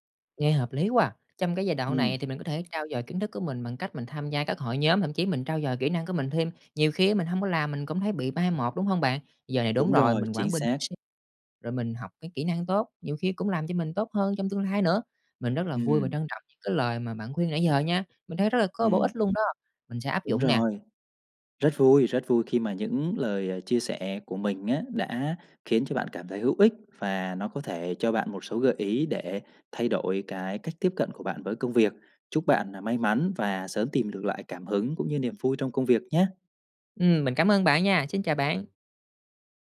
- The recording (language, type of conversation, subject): Vietnamese, advice, Bạn đang chán nản điều gì ở công việc hiện tại, và bạn muốn một công việc “có ý nghĩa” theo cách nào?
- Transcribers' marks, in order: other background noise